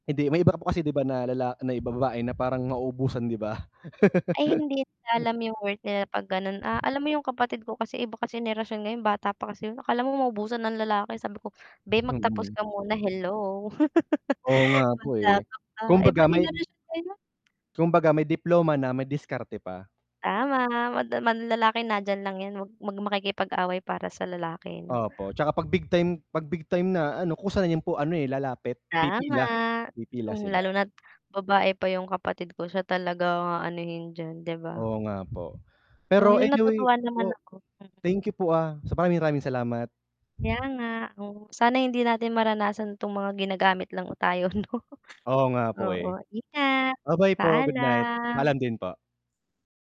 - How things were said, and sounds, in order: tapping; chuckle; distorted speech; mechanical hum; static; laugh; other noise; laughing while speaking: "'no?"; drawn out: "Paalam"
- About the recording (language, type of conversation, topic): Filipino, unstructured, Ano ang gagawin mo kapag nararamdaman mong ginagamit ka lang?